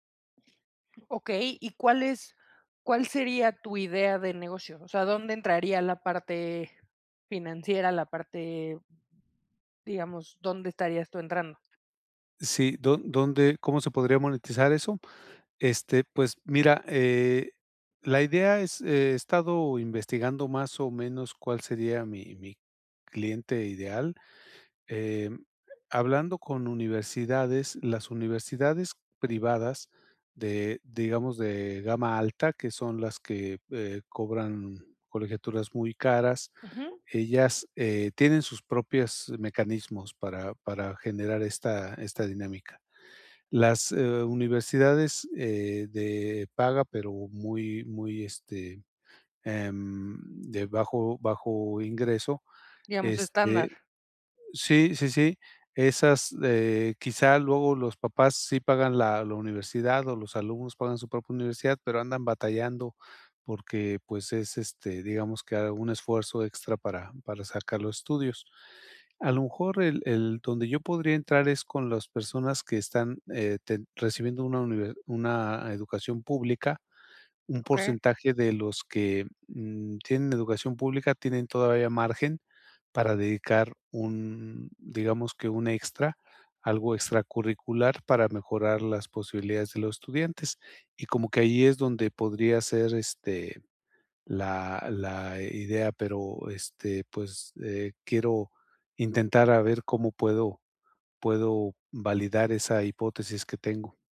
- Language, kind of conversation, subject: Spanish, advice, ¿Cómo puedo validar si mi idea de negocio tiene un mercado real?
- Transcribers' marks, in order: other background noise; other noise; tapping